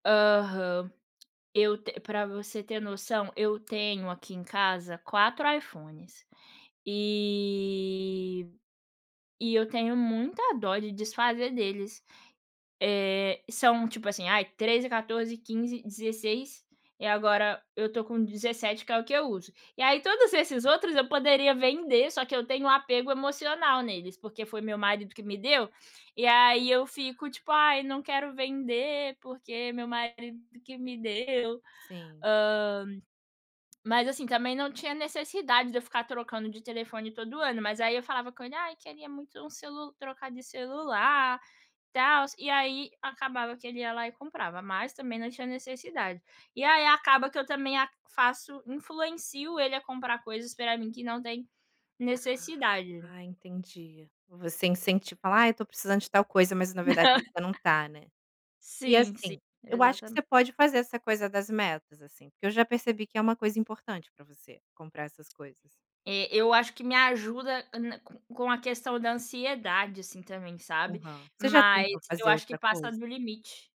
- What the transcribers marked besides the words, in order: tapping; drawn out: "e"; unintelligible speech; other background noise; laugh
- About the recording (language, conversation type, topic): Portuguese, advice, Como posso superar a dificuldade de manter um orçamento mensal consistente?